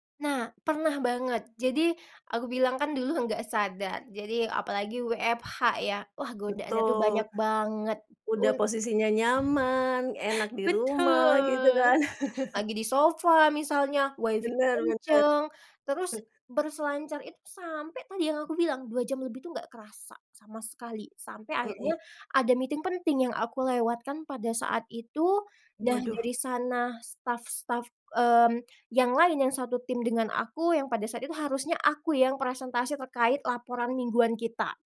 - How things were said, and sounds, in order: chuckle; in English: "meeting"
- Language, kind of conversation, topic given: Indonesian, podcast, Bagaimana biasanya kamu mengatasi kecanduan layar atau media sosial?